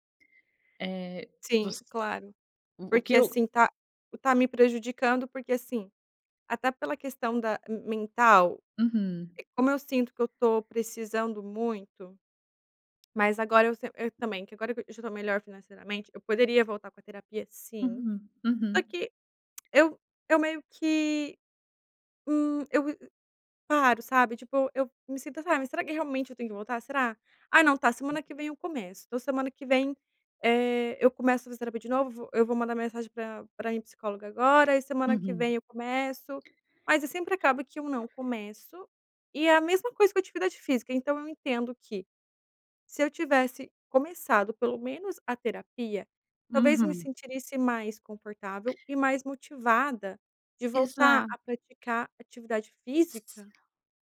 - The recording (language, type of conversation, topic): Portuguese, advice, Por que você inventa desculpas para não cuidar da sua saúde?
- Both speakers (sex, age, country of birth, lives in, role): female, 30-34, Brazil, Italy, user; female, 35-39, Brazil, Italy, advisor
- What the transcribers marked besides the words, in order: tapping; tongue click; "sentiria" said as "sentirisse"